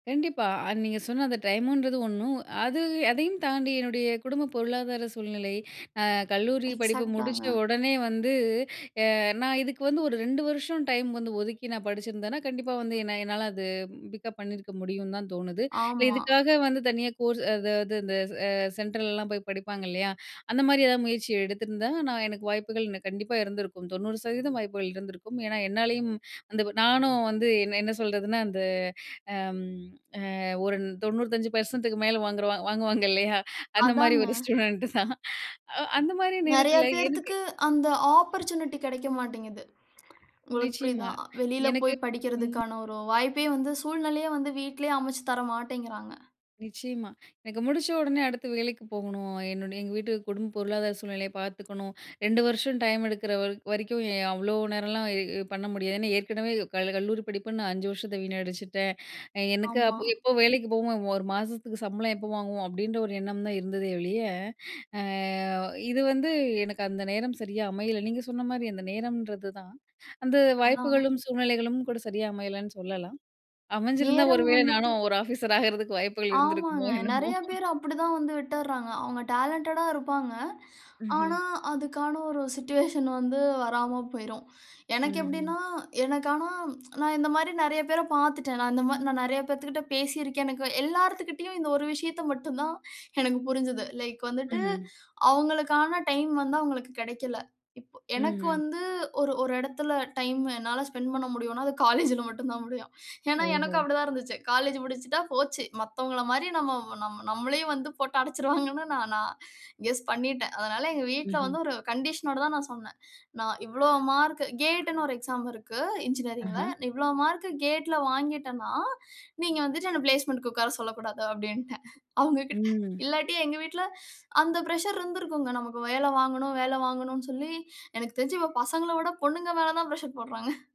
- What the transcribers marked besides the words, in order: in English: "எக்ஸாக்டாங்க"; laughing while speaking: "இல்லையா? அந்த மாரி ஒரு ஸ்டூடண்ட் தான்"; in English: "ஆப்பர்ட்சூனிட்டி"; other background noise; laughing while speaking: "ஒரு ஆபிசர் ஆகுறதுக்கு வாய்ப்புகள் இருந்திருக்குமோ, என்னமோ"; in English: "டேலன்டடா"; in English: "சிட்யூவேஷன்"; in English: "லைக்"; laughing while speaking: "போட்டு அடைச்சிருவாங்கன்னு"; in English: "கெஸ்"; tapping
- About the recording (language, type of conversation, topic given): Tamil, podcast, உங்கள் வாழ்க்கை இலக்குகளை அடைவதற்கு சிறிய அடுத்த படி என்ன?